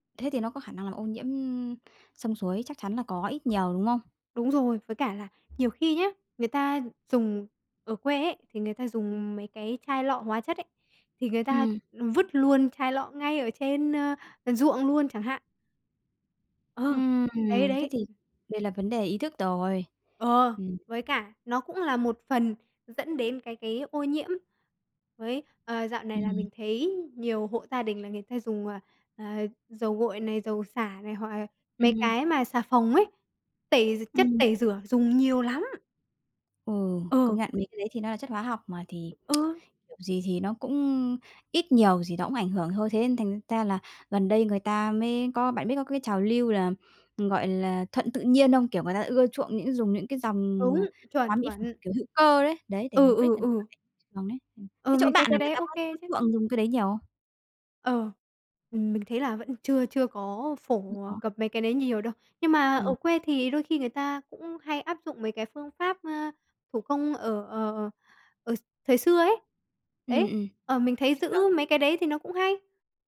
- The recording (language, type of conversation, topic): Vietnamese, podcast, Bạn nghĩ thế nào về việc bảo tồn sông suối ở địa phương?
- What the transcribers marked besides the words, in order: other background noise; tapping; tsk; unintelligible speech